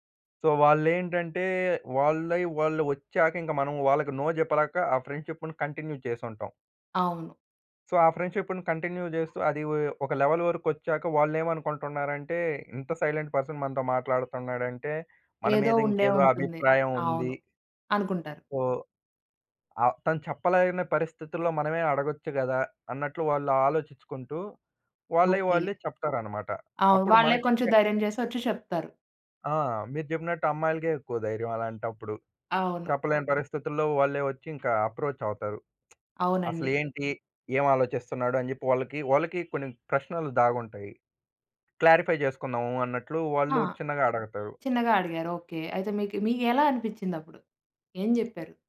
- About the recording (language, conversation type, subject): Telugu, podcast, ఇతరులకు “కాదు” అని చెప్పాల్సి వచ్చినప్పుడు మీకు ఎలా అనిపిస్తుంది?
- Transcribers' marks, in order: in English: "సో"; in English: "నో"; in English: "ఫ్రెండ్‌షిప్‌ను కంటిన్యూ"; in English: "సో"; in English: "ఫ్రెండ్‌షిప్‌ను కంటిన్యూ"; in English: "లెవెల్"; in English: "సైలెంట్ పర్సన్"; in English: "సో"; in English: "అప్రోచ్"; lip smack; horn; in English: "క్లారిఫై"